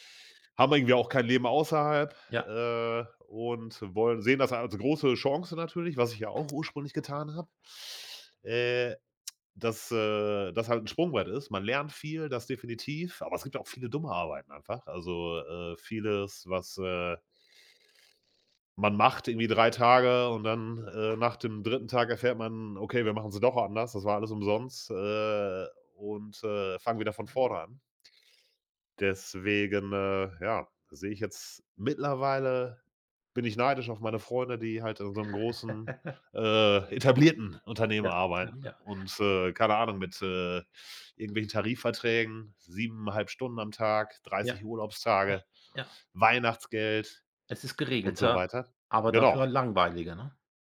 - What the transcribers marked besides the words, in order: other background noise; laugh
- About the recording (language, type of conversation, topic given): German, advice, Wie haben die langen Arbeitszeiten im Startup zu deinem Burnout geführt?